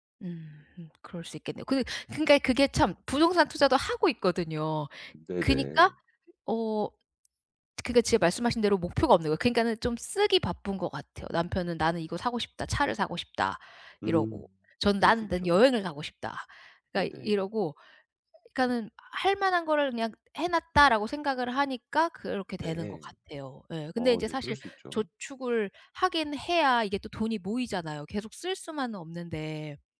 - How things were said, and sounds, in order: other background noise
- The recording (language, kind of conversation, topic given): Korean, advice, 지출을 어떻게 통제하고 저축의 우선순위를 어떻게 정하면 좋을까요?